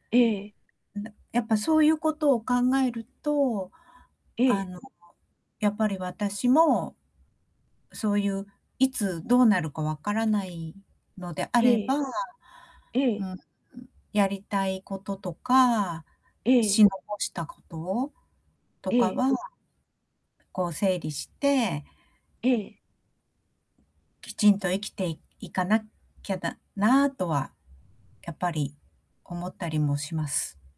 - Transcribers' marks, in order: static; distorted speech
- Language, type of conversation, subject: Japanese, advice, 大切な人の死をきっかけに、自分の人生の目的をどう問い直せばよいですか？